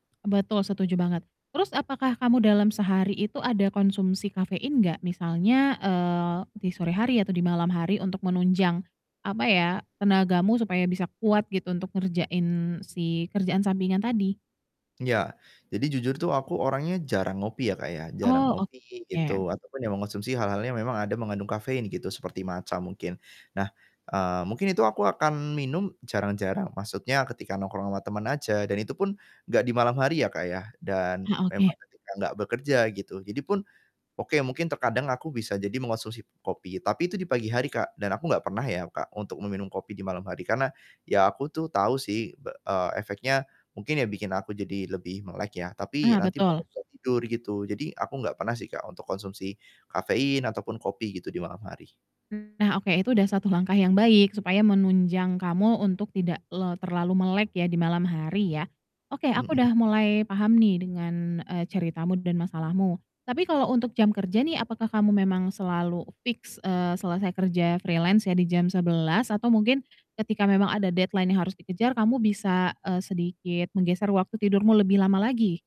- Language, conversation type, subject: Indonesian, advice, Bagaimana cara mengatasi kecemasan karena takut kurang tidur yang membuat saya semakin sulit tidur?
- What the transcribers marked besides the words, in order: distorted speech; static; in English: "freelance"; in English: "deadline"